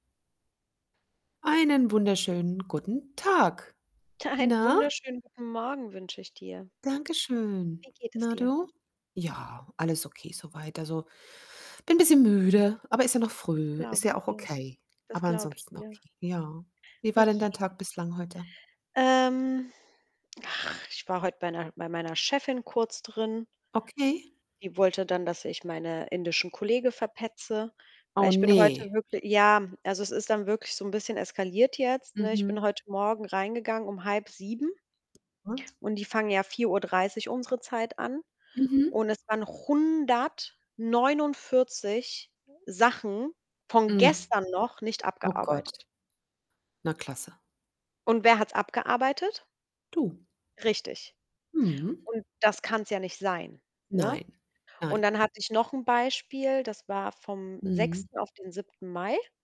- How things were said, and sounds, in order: other background noise; distorted speech; unintelligible speech
- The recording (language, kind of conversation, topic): German, unstructured, Welches Gericht erinnert dich an besondere Momente?
- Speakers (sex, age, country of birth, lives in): female, 30-34, Italy, Germany; female, 50-54, Germany, Germany